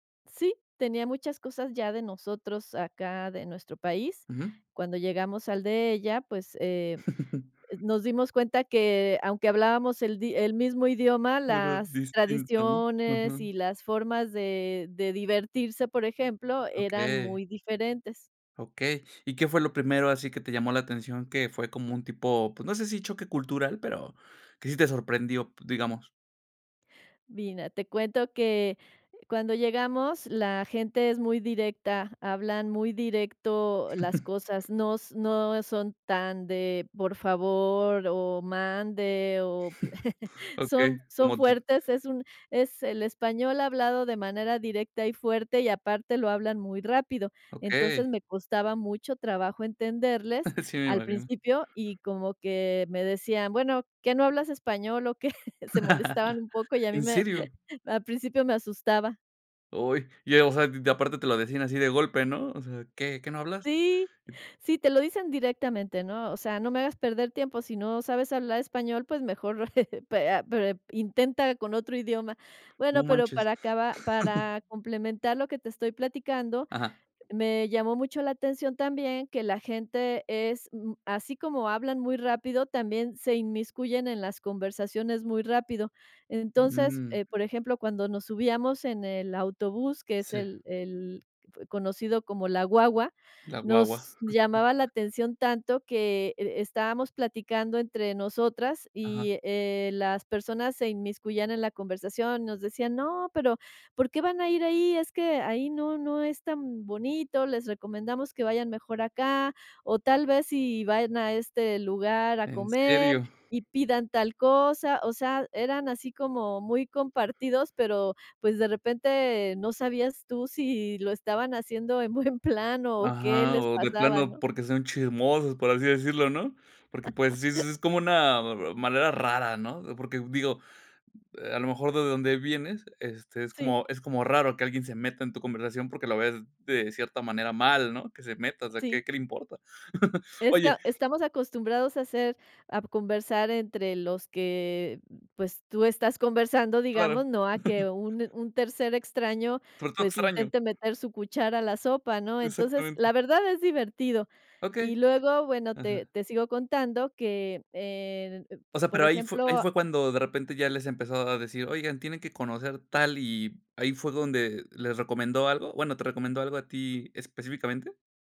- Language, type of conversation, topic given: Spanish, podcast, ¿Alguna vez te han recomendado algo que solo conocen los locales?
- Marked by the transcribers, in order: chuckle; other background noise; "Mira" said as "vina"; laugh; chuckle; laugh; laughing while speaking: "Sí"; chuckle; laugh; chuckle; chuckle; laugh; chuckle; laughing while speaking: "buen plan"; laugh; chuckle; laugh